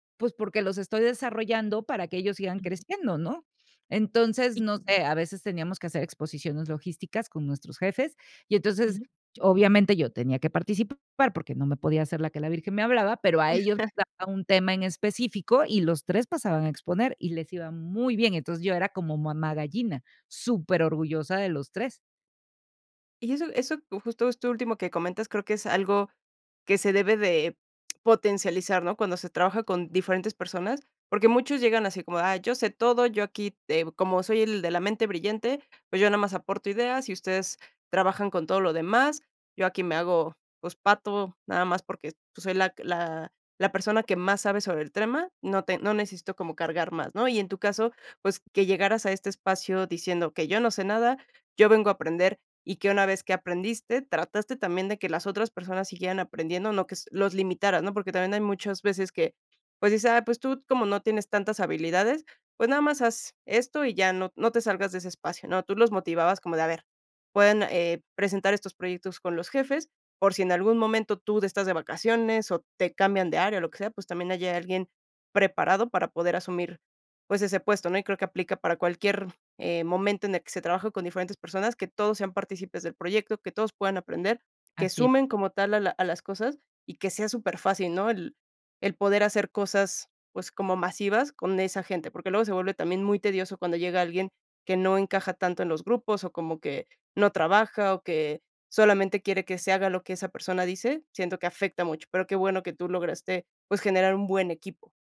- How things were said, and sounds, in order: other background noise; chuckle
- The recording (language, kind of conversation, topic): Spanish, podcast, ¿Te gusta más crear a solas o con más gente?